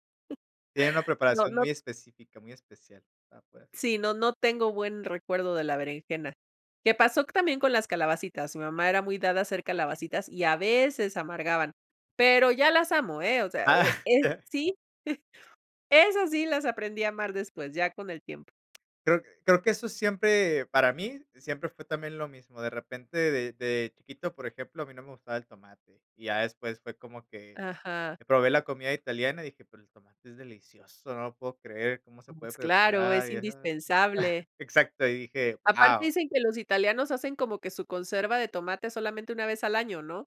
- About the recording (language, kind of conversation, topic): Spanish, podcast, ¿Cómo empiezas cuando quieres probar una receta nueva?
- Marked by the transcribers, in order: chuckle; chuckle; tapping; other background noise; chuckle